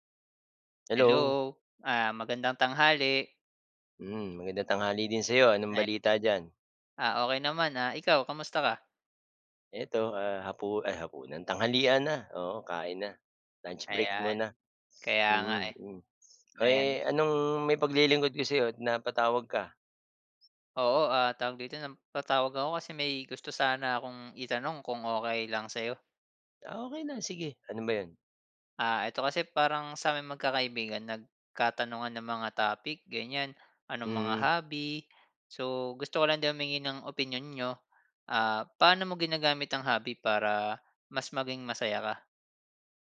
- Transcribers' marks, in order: unintelligible speech; bird
- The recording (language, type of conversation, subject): Filipino, unstructured, Paano mo ginagamit ang libangan mo para mas maging masaya?
- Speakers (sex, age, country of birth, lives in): male, 30-34, Philippines, Philippines; male, 50-54, Philippines, Philippines